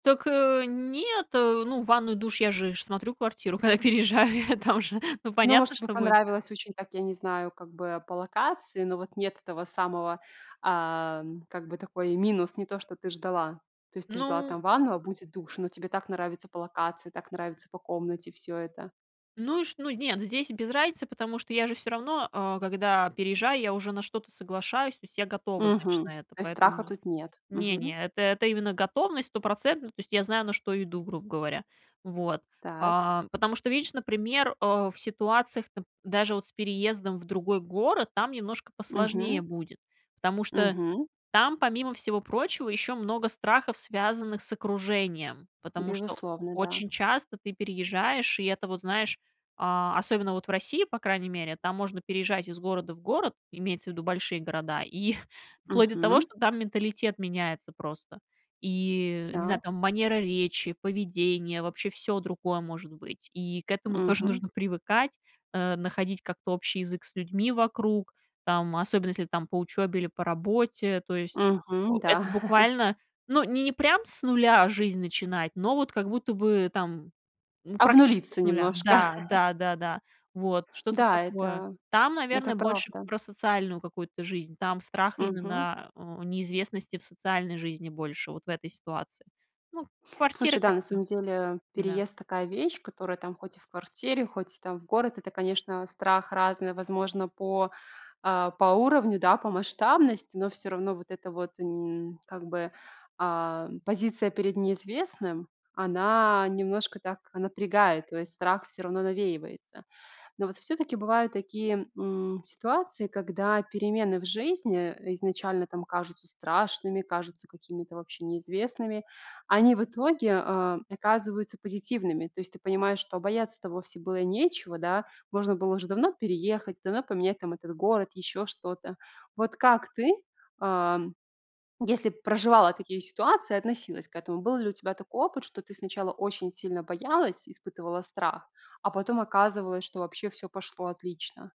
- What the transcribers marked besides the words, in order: laughing while speaking: "переезжаю, там же, ну"; chuckle; laugh; laugh
- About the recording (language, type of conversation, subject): Russian, podcast, Как ты справляешься со страхом перед переменами?